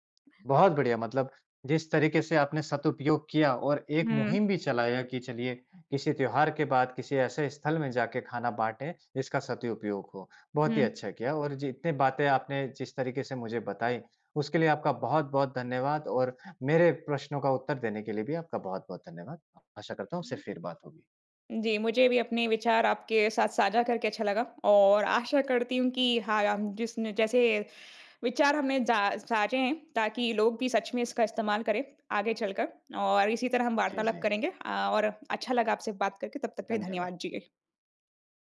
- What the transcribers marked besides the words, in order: none
- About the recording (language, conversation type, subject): Hindi, podcast, त्योहारों में बचा हुआ खाना आप आमतौर पर कैसे संभालते हैं?